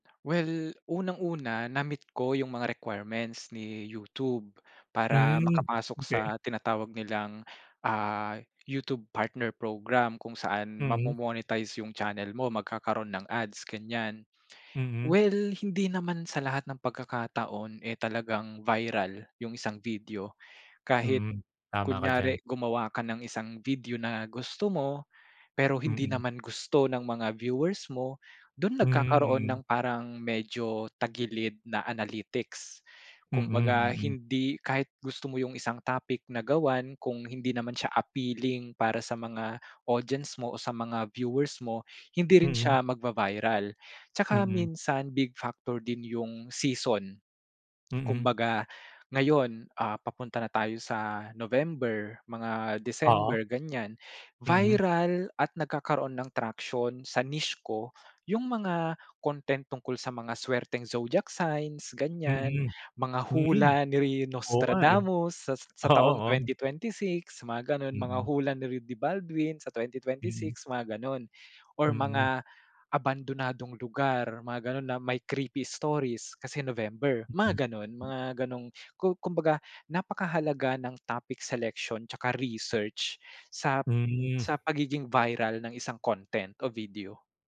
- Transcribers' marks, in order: tapping; other background noise; in English: "monetize"; in English: "analytics"; in English: "traction"; in English: "niche"; "ni" said as "nir"; laughing while speaking: "Oo"; unintelligible speech
- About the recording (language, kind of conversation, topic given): Filipino, podcast, Paano nagiging viral ang isang video, sa palagay mo?